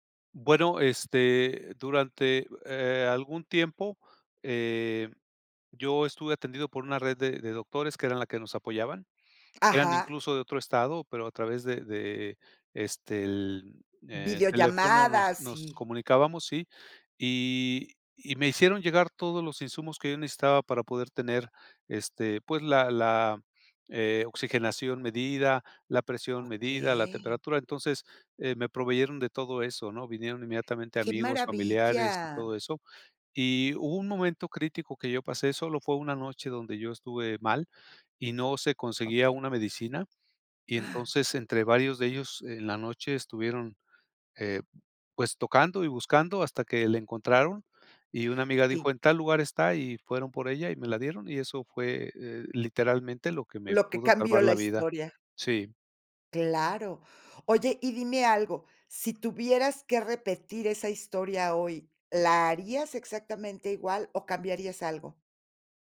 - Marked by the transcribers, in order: other noise
- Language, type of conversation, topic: Spanish, podcast, ¿Cómo fue que un favor pequeño tuvo consecuencias enormes para ti?